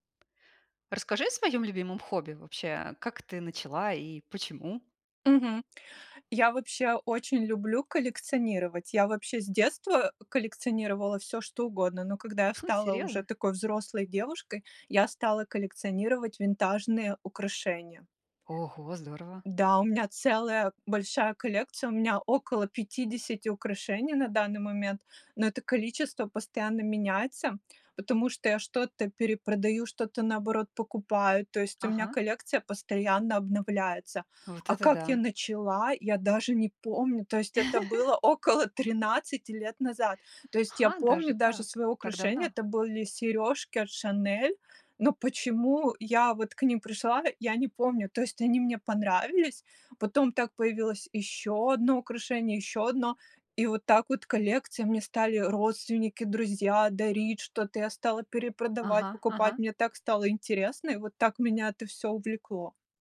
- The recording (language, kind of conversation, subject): Russian, podcast, Какое у вас любимое хобби и как и почему вы им увлеклись?
- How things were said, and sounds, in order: chuckle